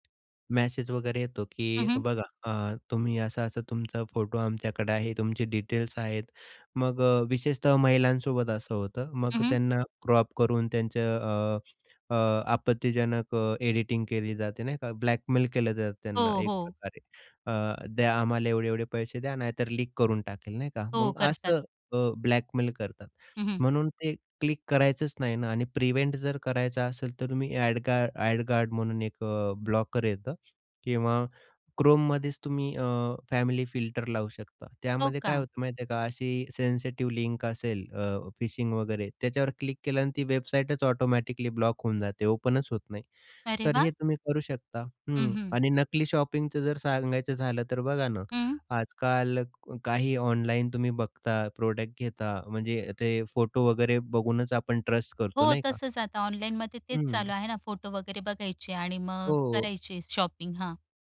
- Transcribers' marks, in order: tapping; other background noise; in English: "प्रिव्हेंट"; in English: "ओपनच"; in English: "शॉपिंगच"; in English: "प्रॉडक्ट"; in English: "ट्रस्ट"; in English: "शॉपिंग"
- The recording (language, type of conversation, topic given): Marathi, podcast, ऑनलाइन फसवणुकीपासून बचाव करण्यासाठी सामान्य लोकांनी काय करावे?